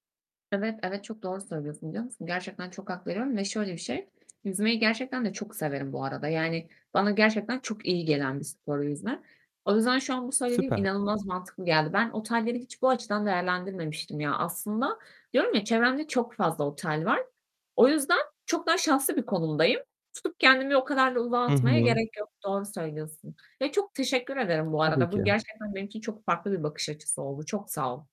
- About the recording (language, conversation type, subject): Turkish, advice, Zamanım kısıtlıyken egzersiz için nasıl gerçekçi bir plan yapabilirim?
- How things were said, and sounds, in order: tapping; other background noise; distorted speech